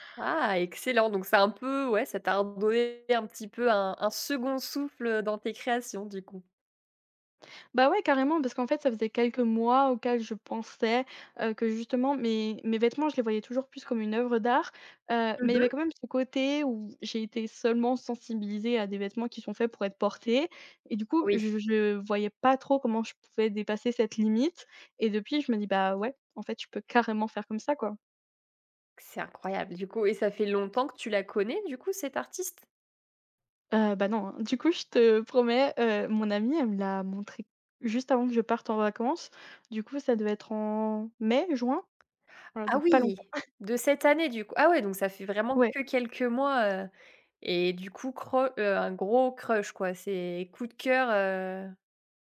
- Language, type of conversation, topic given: French, podcast, Quel artiste français considères-tu comme incontournable ?
- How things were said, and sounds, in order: chuckle; other background noise